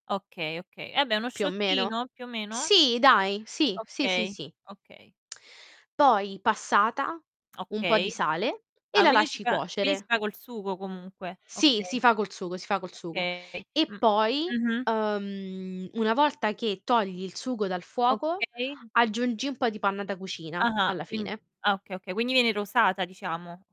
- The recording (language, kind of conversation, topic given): Italian, unstructured, C’è un piatto che ti ricorda un momento felice?
- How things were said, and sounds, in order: "vabbè" said as "abbè"; distorted speech